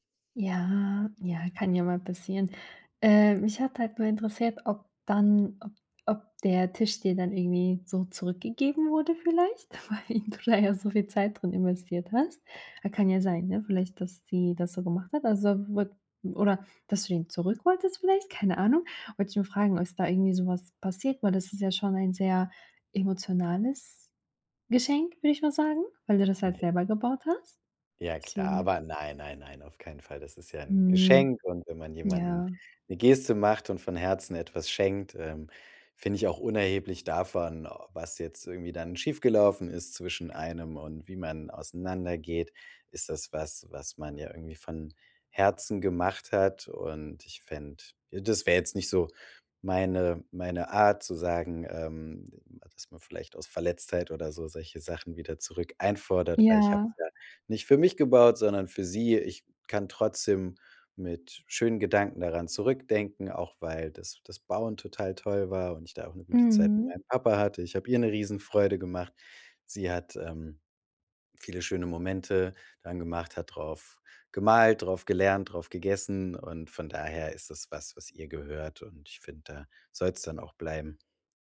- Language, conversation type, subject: German, podcast, Was war dein stolzestes Bastelprojekt bisher?
- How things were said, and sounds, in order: drawn out: "Ja"; laughing while speaking: "Weil du"